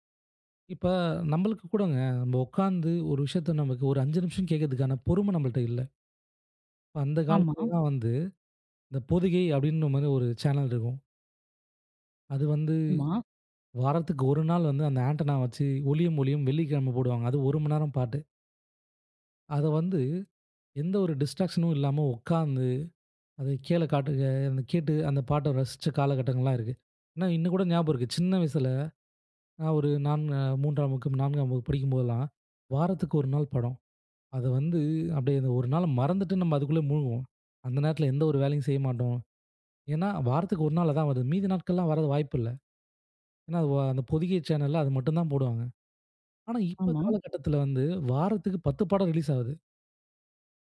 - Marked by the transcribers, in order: in English: "டிஸ்ட்ராக்ஷனும்"
- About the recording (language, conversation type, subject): Tamil, podcast, சிறு கால வீடியோக்கள் முழுநீளத் திரைப்படங்களை மிஞ்சி வருகிறதா?